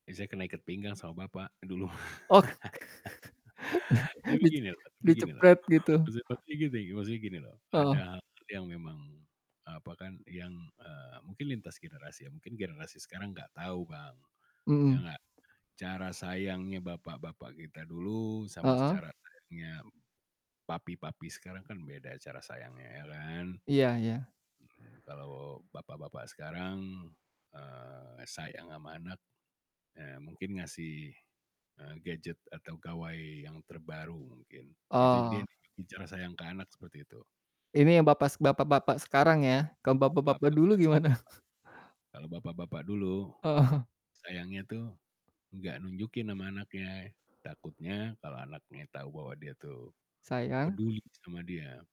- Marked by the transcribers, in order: laugh; static; laugh; distorted speech; laughing while speaking: "gimana?"; laughing while speaking: "Heeh"
- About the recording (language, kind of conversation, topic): Indonesian, podcast, Pelajaran atau kebiasaan apa dari orang tua atau kakek-nenek yang sampai sekarang masih berguna bagi Anda?